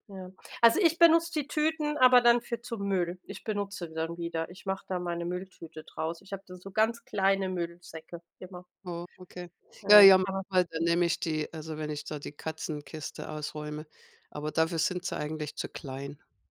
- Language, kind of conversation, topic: German, unstructured, Was stört dich an der Verschmutzung der Natur am meisten?
- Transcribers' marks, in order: unintelligible speech